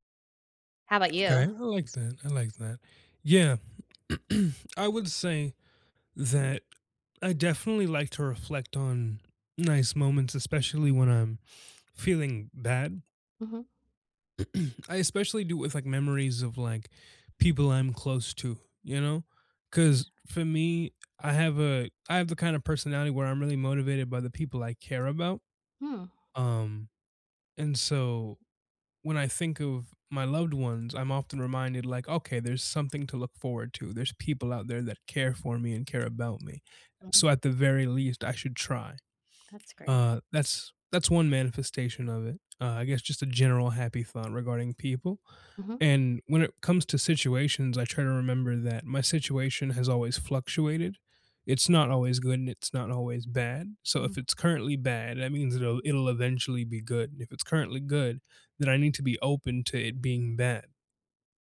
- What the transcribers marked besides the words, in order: throat clearing; throat clearing; other background noise
- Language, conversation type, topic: English, unstructured, How can focusing on happy memories help during tough times?